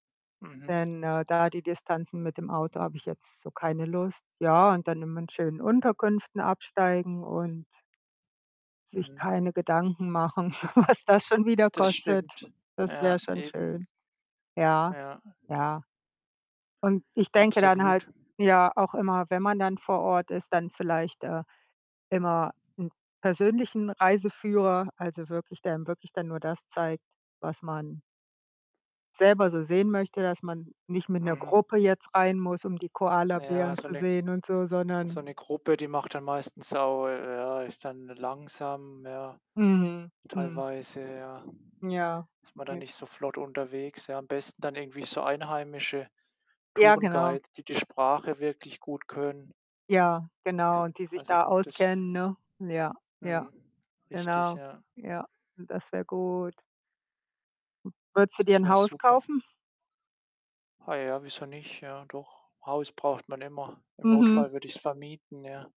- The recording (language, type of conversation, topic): German, unstructured, Was würdest du tun, wenn du plötzlich viel Geld hättest?
- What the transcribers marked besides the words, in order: other background noise; tapping; laughing while speaking: "was das"; "Tourguide" said as "Tourenguide"; chuckle; drawn out: "gut"